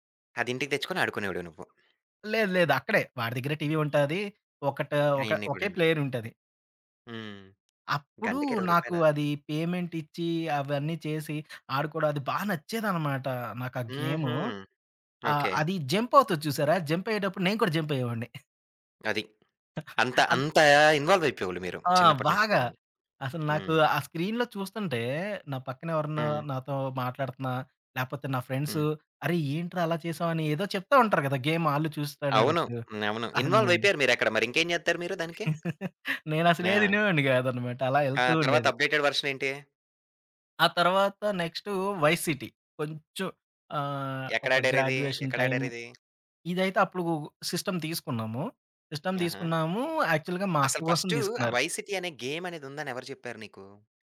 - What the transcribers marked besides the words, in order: other background noise; horn; tapping; chuckle; giggle; in English: "ఇన్వాల్వ్"; in English: "స్క్రీన్‌లో"; in English: "ఫ్రెండ్స్"; in English: "గేమ్"; in English: "ఇన్వాల్వ్"; chuckle; in English: "అప్‌డే‌టెడ్ వెర్షన్"; in English: "వై సీటీ"; in English: "గ్రాడ్యుయేషన్ టైమ్"; in English: "సిస్టమ్"; in English: "సిస్టమ్"; in English: "యాక్చువల్‌గా"; in English: "వై సిటీ"
- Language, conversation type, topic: Telugu, podcast, కల్పిత ప్రపంచాల్లో ఉండటం మీకు ఆకర్షణగా ఉందా?